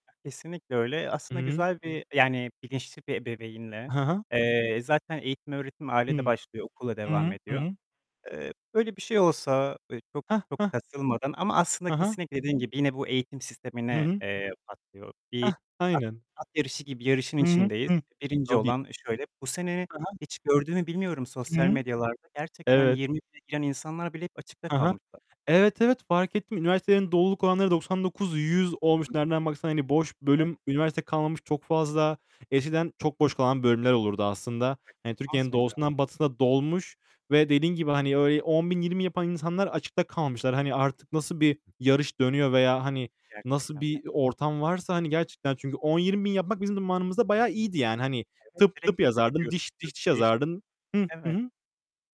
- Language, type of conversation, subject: Turkish, unstructured, Eğitim sisteminde en çok neyi değiştirmek isterdin?
- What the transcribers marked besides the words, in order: tapping; other background noise; static; unintelligible speech; distorted speech; unintelligible speech; unintelligible speech; unintelligible speech